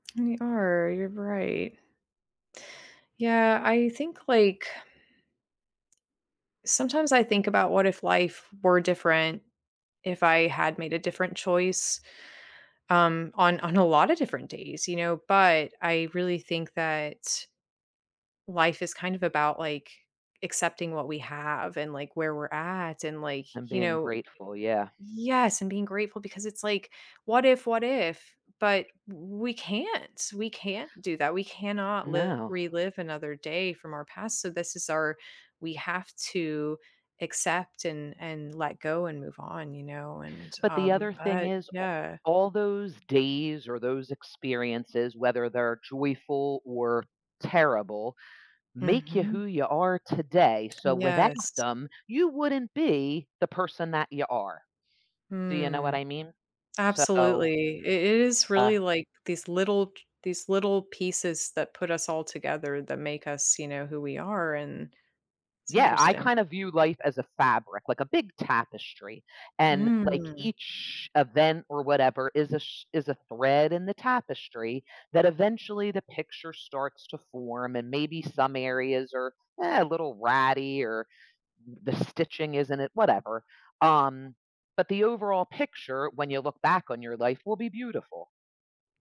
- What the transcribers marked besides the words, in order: tapping; other background noise
- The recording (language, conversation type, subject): English, unstructured, How might revisiting a moment from your past change your perspective on life today?
- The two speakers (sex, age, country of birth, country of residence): female, 40-44, United States, United States; female, 55-59, United States, United States